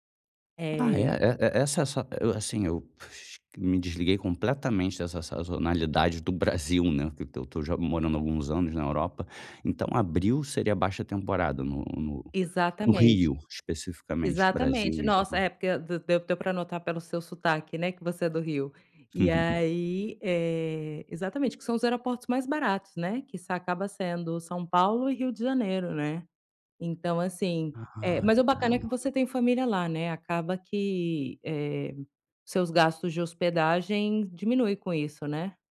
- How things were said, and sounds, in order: other noise; laugh; other background noise
- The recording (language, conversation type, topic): Portuguese, advice, Como planejar férias boas com pouco tempo e pouco dinheiro?